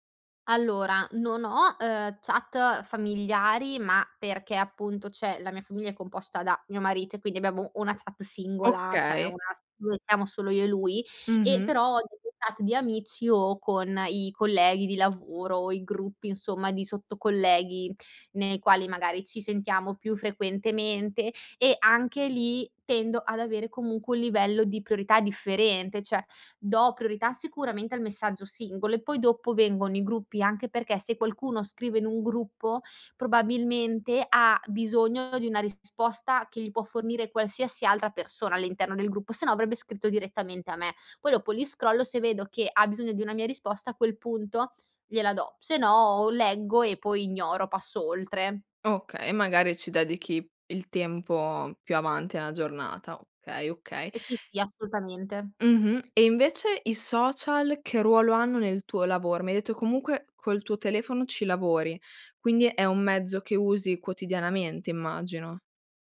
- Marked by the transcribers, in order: "cioè" said as "ceh"; "cioè" said as "ceh"; "cioè" said as "ceh"
- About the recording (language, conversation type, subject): Italian, podcast, Come gestisci i limiti nella comunicazione digitale, tra messaggi e social media?